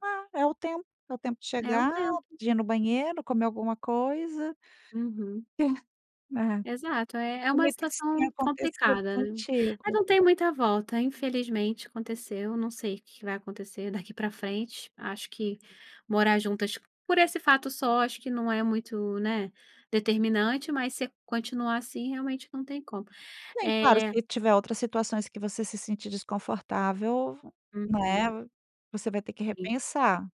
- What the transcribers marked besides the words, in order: other noise; tapping
- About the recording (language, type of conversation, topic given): Portuguese, podcast, Que papel os amigos e a família têm nas suas mudanças?